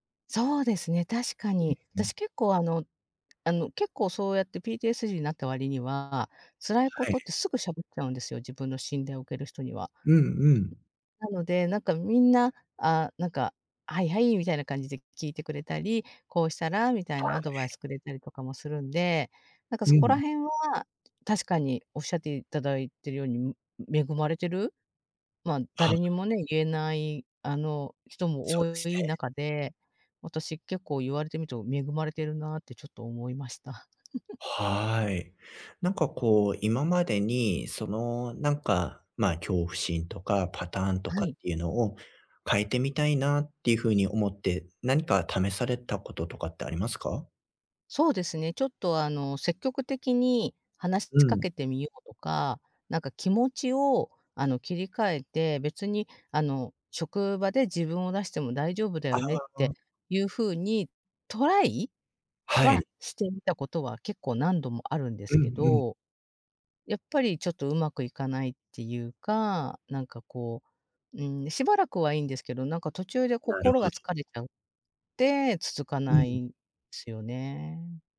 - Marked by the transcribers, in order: tapping; chuckle
- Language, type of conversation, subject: Japanese, advice, 子どもの頃の出来事が今の行動に影響しているパターンを、どうすれば変えられますか？